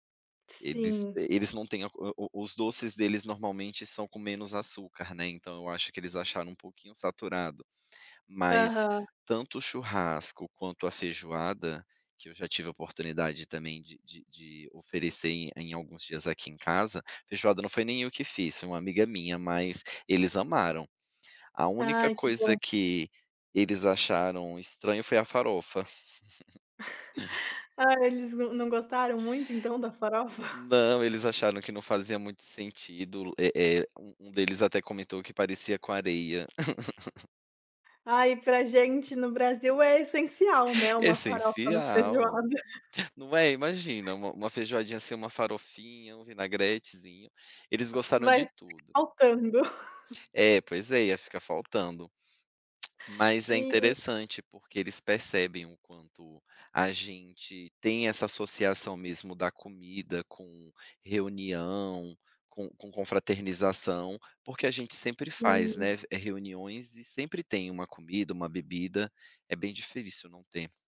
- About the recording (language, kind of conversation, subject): Portuguese, podcast, Qual comida você associa ao amor ou ao carinho?
- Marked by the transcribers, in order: tapping; chuckle; chuckle; other background noise; laugh; giggle; unintelligible speech; chuckle